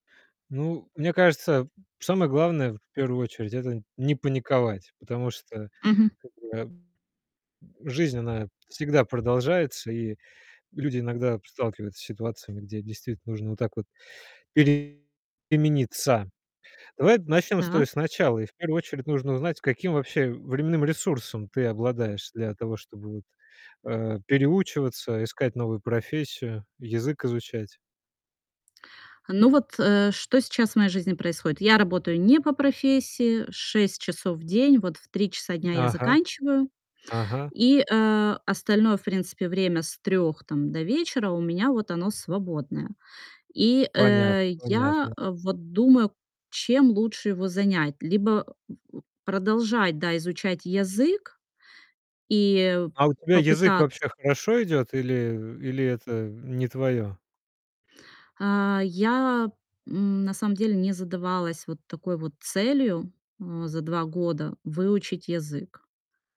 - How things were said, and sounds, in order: distorted speech; grunt; other noise; tapping
- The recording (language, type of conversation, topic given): Russian, advice, Как вы планируете вернуться к учёбе или сменить профессию в зрелом возрасте?